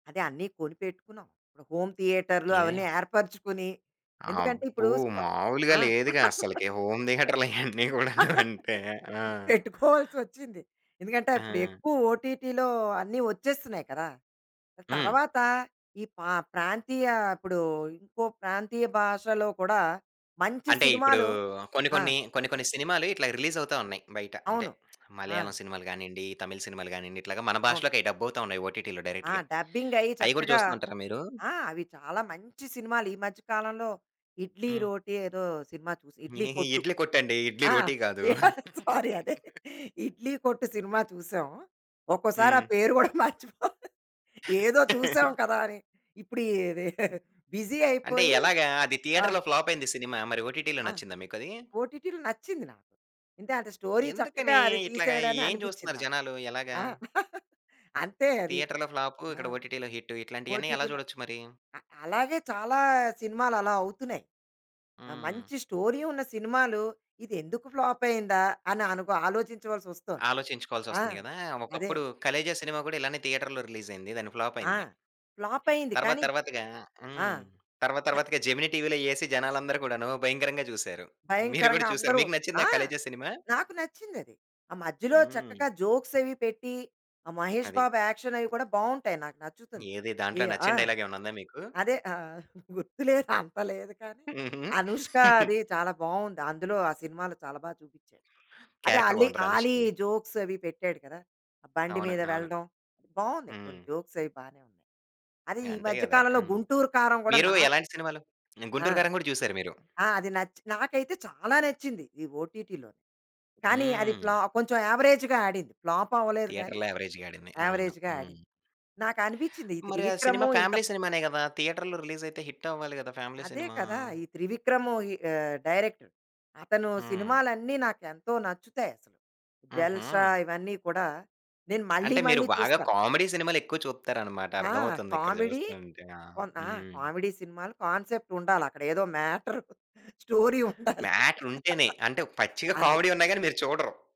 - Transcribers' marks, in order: unintelligible speech; in English: "హోమ్"; laughing while speaking: "హోమ్ థియేటర్లు ఇయన్నీ గూడాను అంటే ఆ!"; in English: "హోమ్"; laugh; in English: "ఓటీటీలో"; in English: "రిలీజ్"; lip smack; in English: "ఓటీటీలో డైరెక్ట్‌గా"; in English: "డబ్బింగ్"; tapping; giggle; laughing while speaking: "సారీ అదే 'ఇడ్లీ కొట్టు' సినిమా … ఇప్పుడు ఈ రె"; in English: "సారీ"; laugh; chuckle; other background noise; in English: "బిజి"; in English: "థియేటర్‌లో ఫ్లాప్"; in English: "ఓటీటీలో"; in English: "ఓటీటీలో"; in English: "స్టోరీ"; chuckle; in English: "థియేటర్‌లో"; in English: "ఓటీపీలో"; in English: "ఓటీటీలో"; in English: "స్టోరీ"; in English: "ఫ్లాప్"; in English: "థియేటర్‌లో రిలీజ్"; in English: "ఫ్లాప్"; in English: "ఫ్లాప్"; in English: "జోక్స్"; in English: "యాక్షన్"; in English: "డైలాగ్"; laughing while speaking: "గుర్తు లేదు అంత లేదు కానీ"; chuckle; in English: "క్యారెక్టర్"; in English: "జోక్స్"; in English: "జోక్స్"; in English: "ఓటీటీలోని"; in English: "యావరేజ్‌గా"; other noise; in English: "ఫ్లాప్"; in English: "థియేటర్‌లో"; in English: "యావరేజ్‌గా"; in English: "ఫ్యామిలీ"; in English: "థియేటర్‌లో రిలీజ్"; in English: "హిట్"; in English: "ఫ్యామిలీ"; in English: "డైరెక్టర్"; in English: "కామెడీ"; in English: "కామెడీ"; in English: "కామెడీ"; in English: "కాన్సెప్ట్"; laughing while speaking: "మ్యాటర్ స్టోరీ ఉండాలి"; in English: "మ్యాటర్ స్టోరీ"; in English: "కామెడీ"
- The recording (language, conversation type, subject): Telugu, podcast, ఓటీటీ సౌకర్యం మీ సినిమా రుచిని ఎలా ప్రభావితం చేసింది?